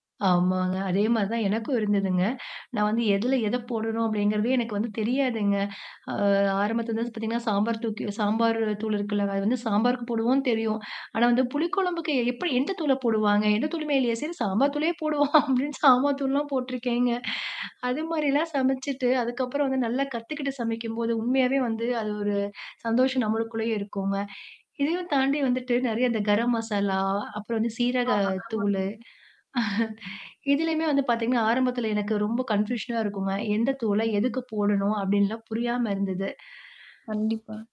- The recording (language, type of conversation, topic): Tamil, podcast, ருசியை அடிப்படையாக வைத்து மசாலா கலவையை எப்படி அமைத்துக்கொள்கிறீர்கள்?
- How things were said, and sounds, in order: tapping; drawn out: "ஆ"; laugh; laughing while speaking: "அப்படின்னு சாம்பார் தூள்லாம் போட்டுருக்கேங்க. அது மாரிலாம் சமைச்சுட்டு"; distorted speech; laugh; in English: "கன்ஃப்யூஷனா"; static; breath